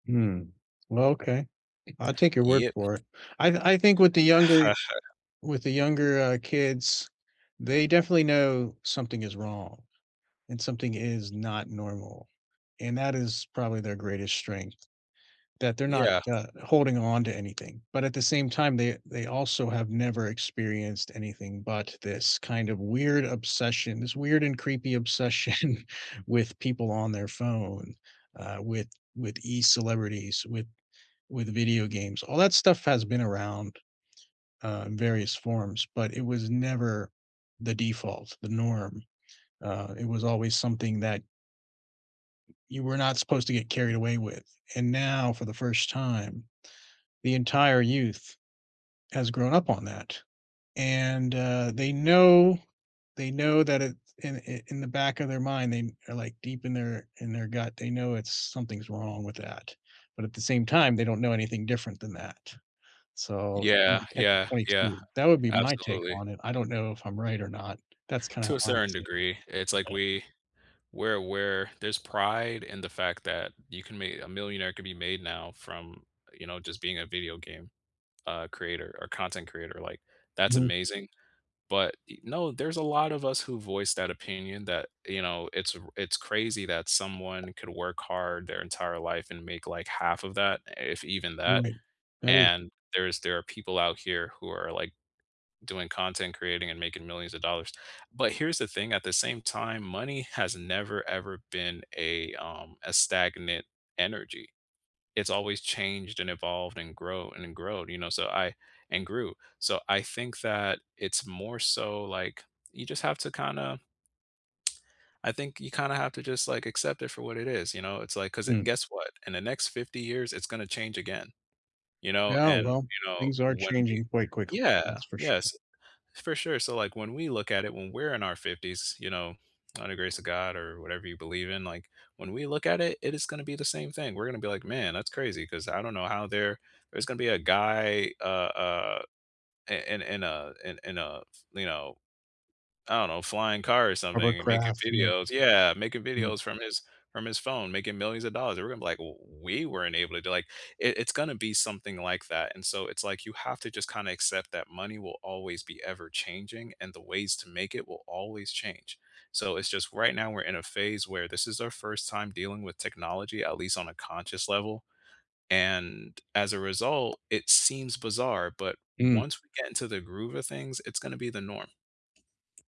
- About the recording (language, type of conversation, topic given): English, unstructured, What helps people cope with loss?
- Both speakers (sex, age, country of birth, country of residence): male, 30-34, United States, United States; male, 40-44, United States, United States
- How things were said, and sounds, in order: tapping; other background noise; laughing while speaking: "obsession"